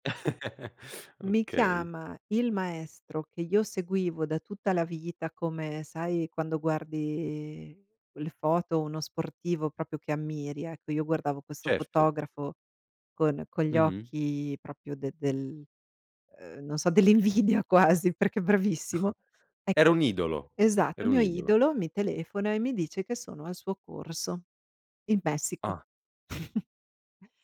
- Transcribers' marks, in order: chuckle; "proprio" said as "propio"; "proprio" said as "propio"; laughing while speaking: "dell'invidia"; chuckle
- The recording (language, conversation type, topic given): Italian, podcast, Qual è un viaggio che ti ha cambiato la prospettiva?